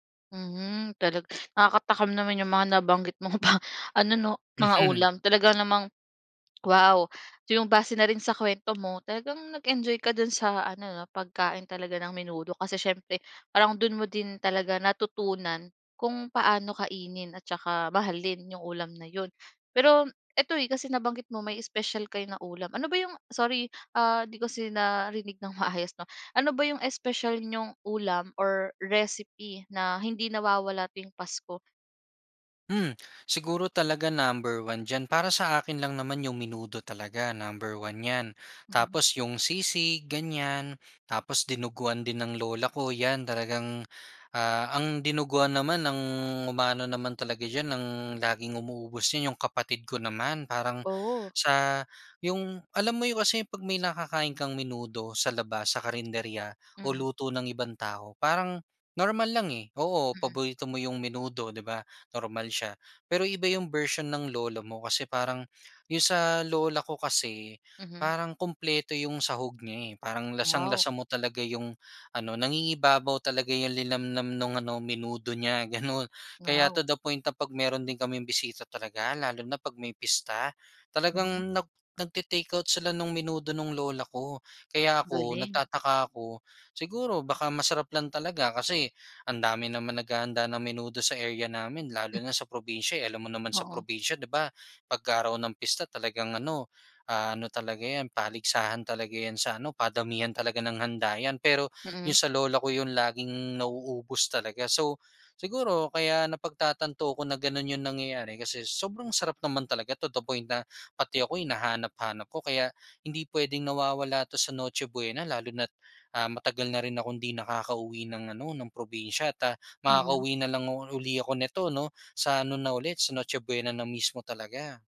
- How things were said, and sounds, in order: laughing while speaking: "pa"; tapping; other background noise; laughing while speaking: "maayos"; in English: "to the point"; in English: "to the point"
- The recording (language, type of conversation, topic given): Filipino, podcast, Ano ang palaging nasa hapag ninyo tuwing Noche Buena?